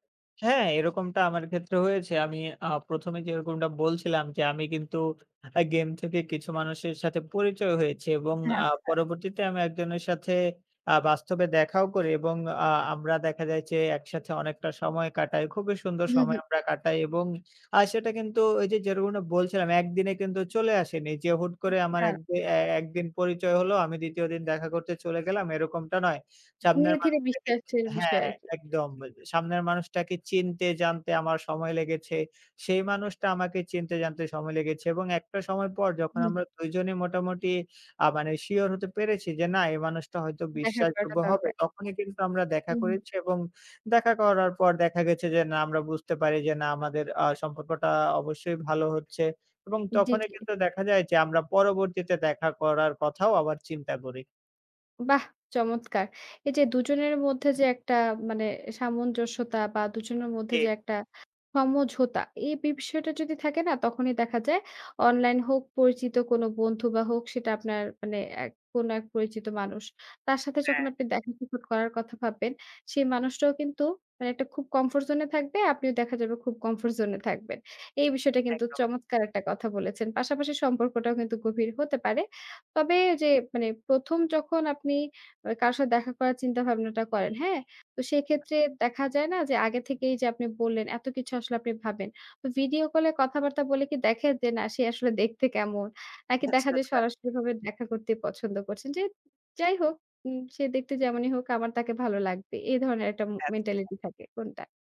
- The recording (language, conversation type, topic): Bengali, podcast, অনলাইনে পরিচয়ের মানুষকে আপনি কীভাবে বাস্তবে সরাসরি দেখা করার পর্যায়ে আনেন?
- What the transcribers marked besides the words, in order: other background noise; tapping; "বিষয়টা" said as "বিবষয়টা"; "একদম" said as "একদো"; horn